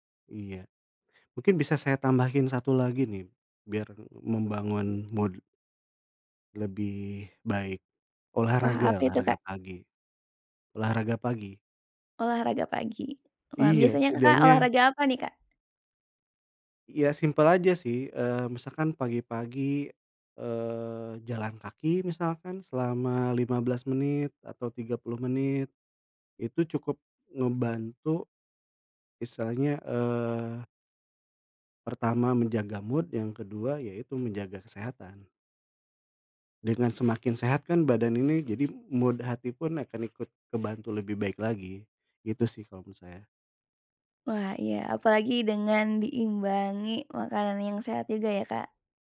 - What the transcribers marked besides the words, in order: in English: "mood"; other background noise; in English: "mood"; in English: "mood"
- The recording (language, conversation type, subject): Indonesian, unstructured, Apa hal sederhana yang bisa membuat harimu lebih cerah?